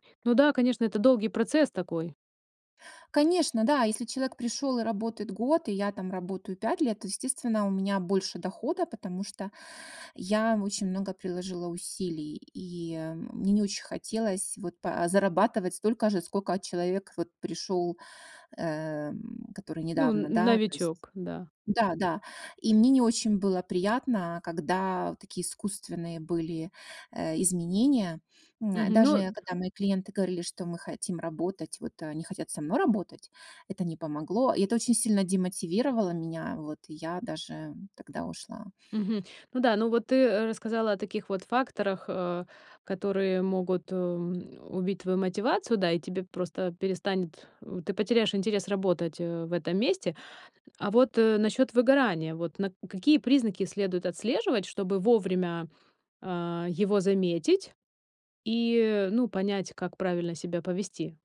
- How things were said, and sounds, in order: tapping
- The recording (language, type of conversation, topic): Russian, podcast, Что важнее: деньги или интерес к работе?